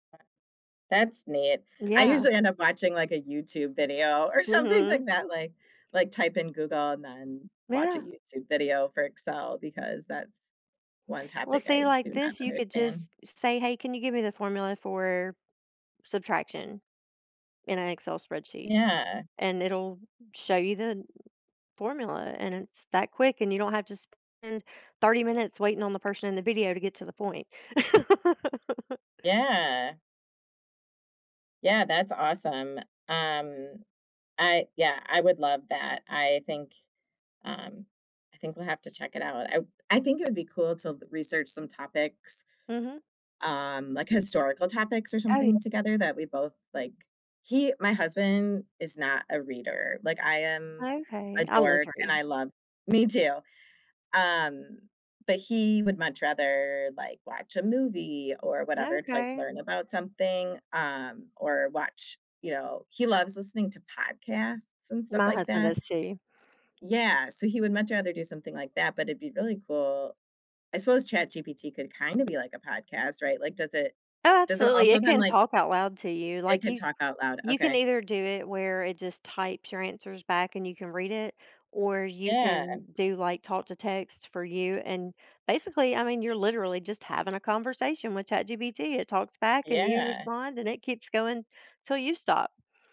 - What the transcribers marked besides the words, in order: unintelligible speech; joyful: "something like"; other background noise; tapping; laugh
- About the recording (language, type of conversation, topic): English, unstructured, How do you balance personal space and togetherness?